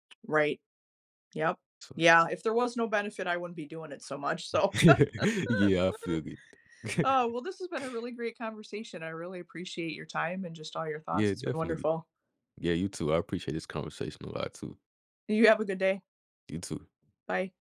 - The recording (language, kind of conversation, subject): English, unstructured, When did you have to compromise with someone?
- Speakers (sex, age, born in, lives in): female, 45-49, United States, United States; male, 20-24, United States, United States
- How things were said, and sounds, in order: chuckle; laugh; chuckle; laughing while speaking: "You"